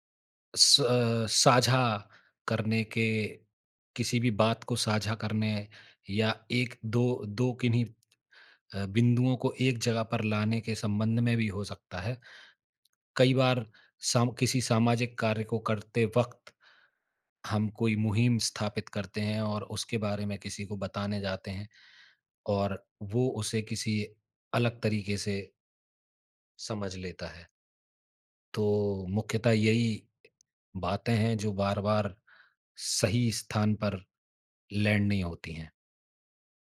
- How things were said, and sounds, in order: in English: "लैंड"
- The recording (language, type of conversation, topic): Hindi, advice, मैं अपने साथी को रचनात्मक प्रतिक्रिया सहज और मददगार तरीके से कैसे दे सकता/सकती हूँ?